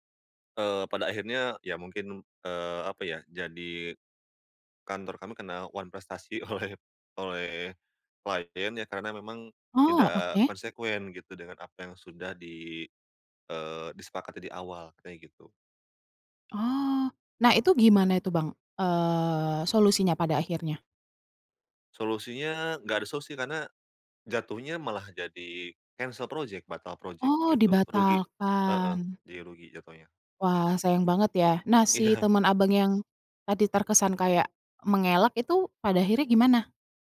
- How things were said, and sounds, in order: laughing while speaking: "oleh"; laughing while speaking: "Iya"
- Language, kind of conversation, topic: Indonesian, podcast, Bagaimana kamu menyeimbangkan pengaruh orang lain dan suara hatimu sendiri?